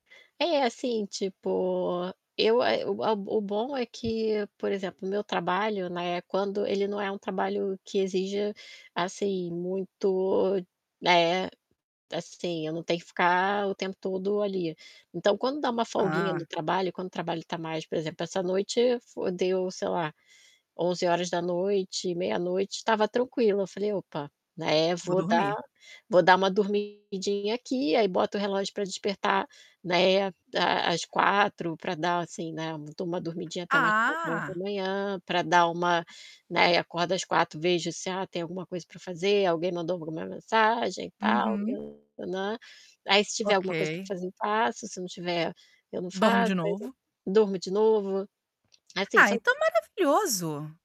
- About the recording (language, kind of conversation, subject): Portuguese, advice, Como você procrastina tarefas importantes todos os dias?
- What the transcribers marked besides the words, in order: static; tapping; distorted speech; unintelligible speech